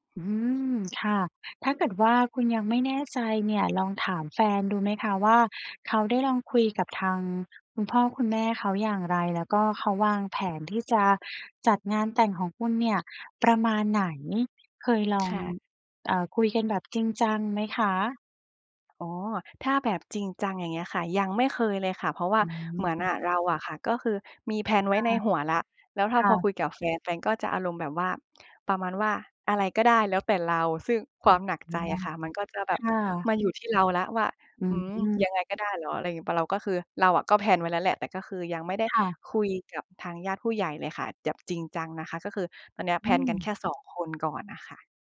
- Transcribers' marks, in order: other background noise; laughing while speaking: "ซึ่ง"; in English: "แพลน"; "แบบ" said as "แจ๊บ"
- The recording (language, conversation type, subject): Thai, advice, ฉันควรเริ่มคุยกับคู่ของฉันอย่างไรเมื่อกังวลว่าความคาดหวังเรื่องอนาคตของเราอาจไม่ตรงกัน?